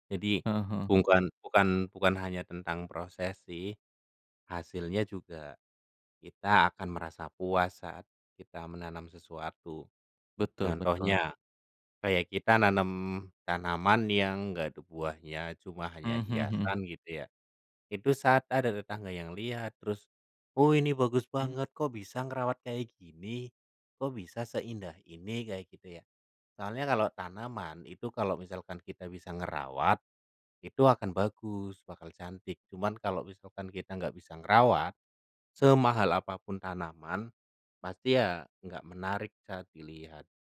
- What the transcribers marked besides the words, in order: "bukan" said as "bungkan"
- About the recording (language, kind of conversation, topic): Indonesian, unstructured, Apa hal yang paling menyenangkan menurutmu saat berkebun?